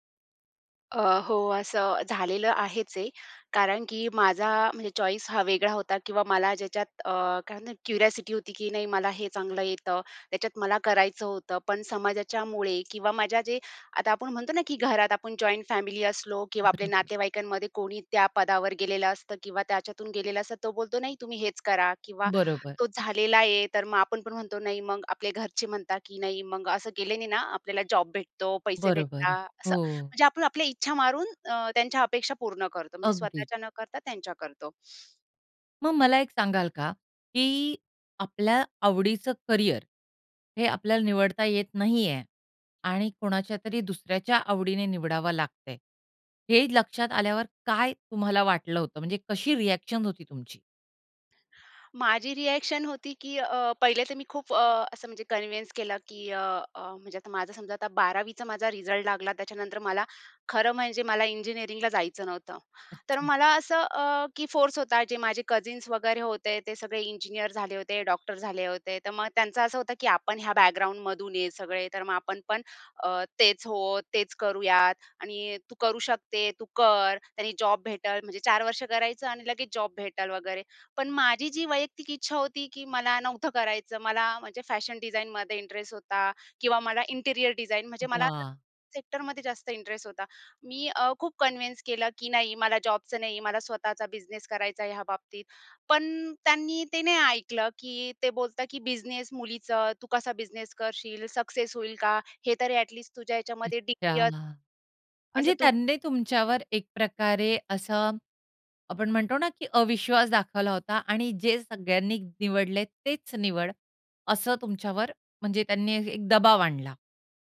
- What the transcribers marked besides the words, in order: in English: "चॉईस"; in English: "क्युरिऑसिटी"; tapping; other background noise; inhale; in English: "रीॲक्शन"; other noise; in English: "रिएक्शन"; in English: "कन्विन्स"; in English: "कझिन्स"; in English: "इंटिरिअर"; in English: "कन्विन्स"
- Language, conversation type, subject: Marathi, podcast, तुम्ही समाजाच्या अपेक्षांमुळे करिअरची निवड केली होती का?